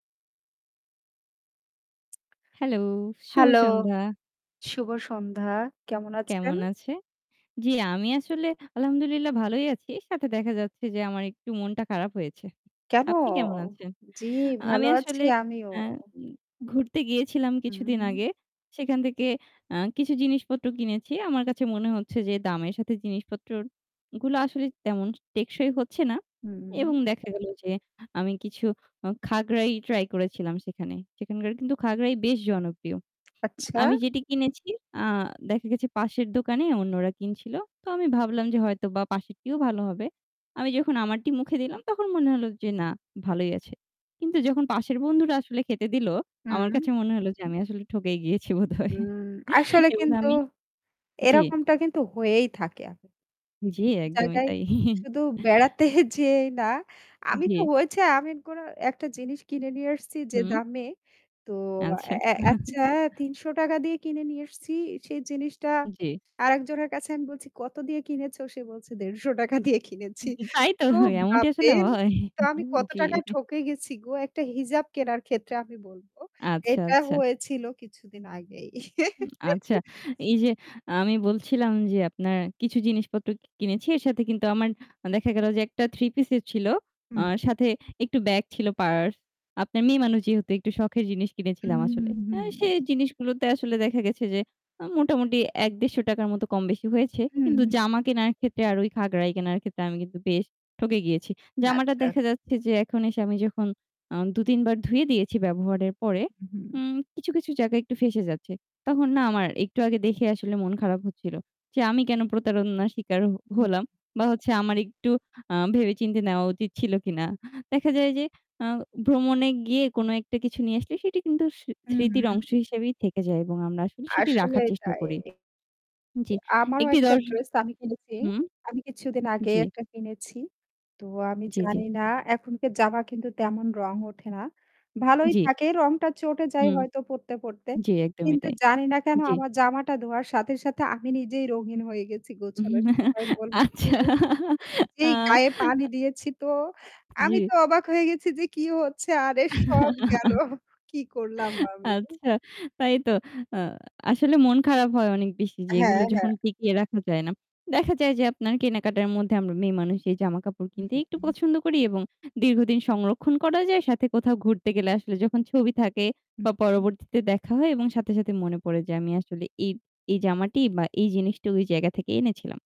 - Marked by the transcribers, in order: static; other background noise; in Arabic: "আলহামদুলিল্লাহ"; lip smack; distorted speech; lip smack; tapping; laughing while speaking: "ঠকেই গিয়েছি বোধহয়"; laughing while speaking: "বেড়াতে যেয়েই না"; chuckle; "পরে" said as "গরা"; "আসছি" said as "এসছি"; chuckle; laughing while speaking: "দিয়ে কিনেছি"; laughing while speaking: "তাই হয় তো এমনটি আসলে হয়। জি"; chuckle; laugh; chuckle; laughing while speaking: "হুম আচ্ছা, আ আ"; chuckle; laughing while speaking: "আচ্ছা তাই তো"; unintelligible speech
- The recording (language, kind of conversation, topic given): Bengali, unstructured, ভ্রমণের সময় দামী জিনিস কিনতে গিয়ে প্রতারণার শিকার হলে আপনার কেমন লাগে?
- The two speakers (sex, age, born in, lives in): female, 20-24, Bangladesh, Bangladesh; female, 35-39, Bangladesh, Bangladesh